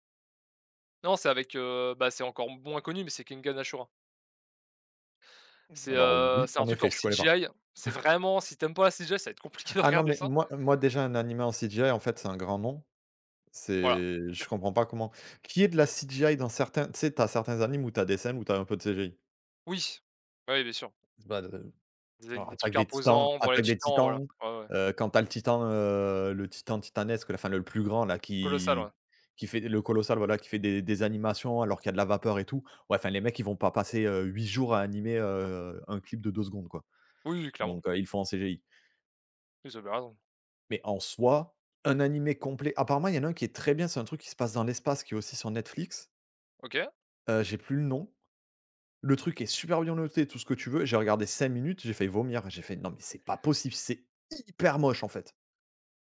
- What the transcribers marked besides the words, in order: in English: "CGI"; stressed: "vraiment"; chuckle; in English: "CGI"; in English: "CGI"; chuckle; in English: "CGI"; in English: "CGI"; in English: "CGI"; stressed: "très"; stressed: "cinq"; stressed: "hyper"
- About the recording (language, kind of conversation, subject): French, unstructured, Comment la musique peut-elle changer ton humeur ?